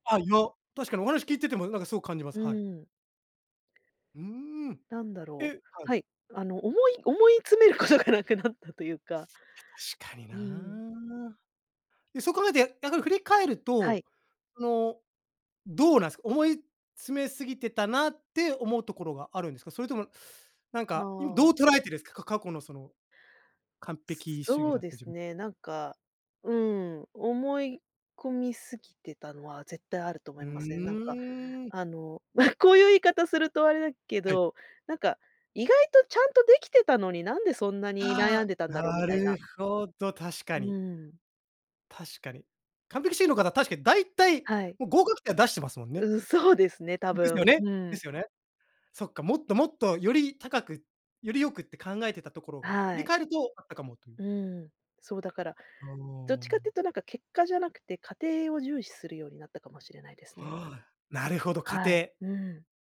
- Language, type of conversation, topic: Japanese, podcast, 完璧を目指すべきか、まずは出してみるべきか、どちらを選びますか？
- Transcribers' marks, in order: laughing while speaking: "ことがなくなったというか"; joyful: "まあこういう言い方するとあれだけど"